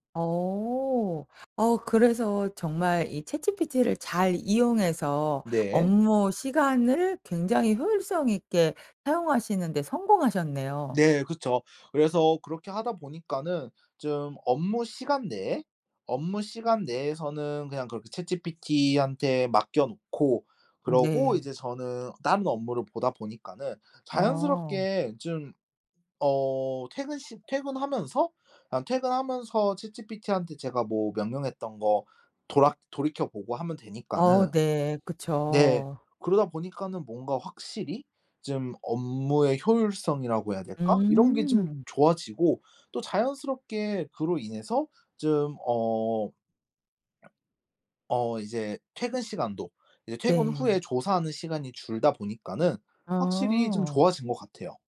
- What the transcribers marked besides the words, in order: other background noise
- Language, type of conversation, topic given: Korean, podcast, 칼퇴근을 지키려면 어떤 습관이 필요할까요?